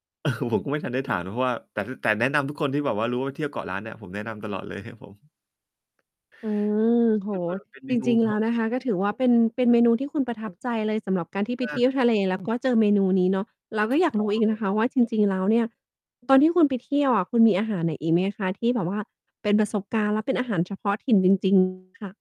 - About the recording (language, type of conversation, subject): Thai, podcast, คุณช่วยเล่าประสบการณ์การกินอาหารท้องถิ่นที่ประทับใจให้ฟังหน่อยได้ไหม?
- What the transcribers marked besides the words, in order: chuckle; distorted speech; mechanical hum